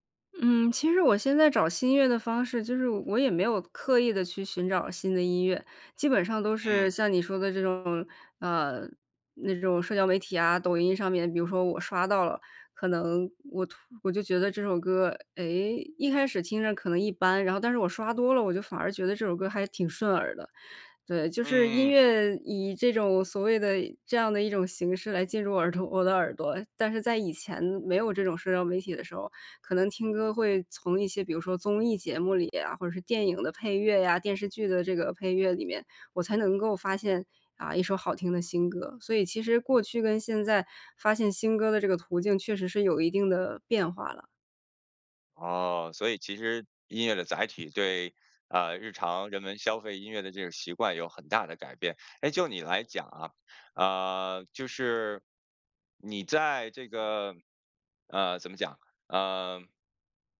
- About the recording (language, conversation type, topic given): Chinese, podcast, 你对音乐的热爱是从哪里开始的？
- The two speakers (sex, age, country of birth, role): female, 30-34, China, guest; male, 40-44, China, host
- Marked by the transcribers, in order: none